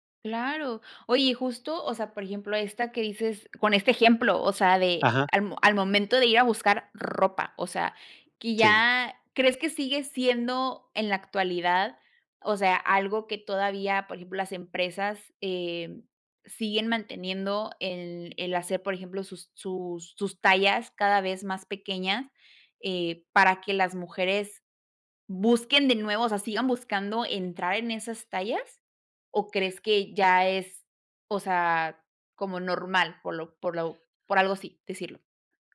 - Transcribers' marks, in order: other background noise
- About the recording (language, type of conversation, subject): Spanish, podcast, ¿Cómo afecta la publicidad a la imagen corporal en los medios?